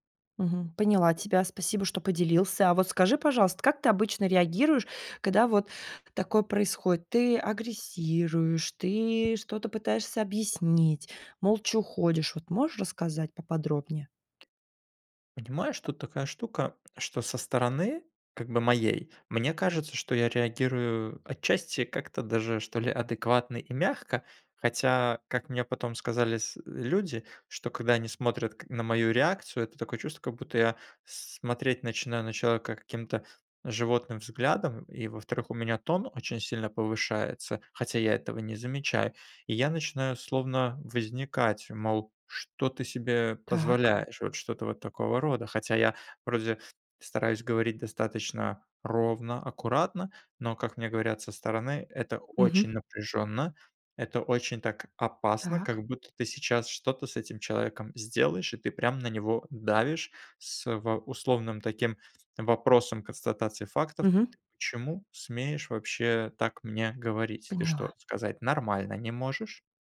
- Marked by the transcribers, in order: tapping; other background noise
- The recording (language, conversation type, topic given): Russian, advice, Почему мне трудно принимать критику?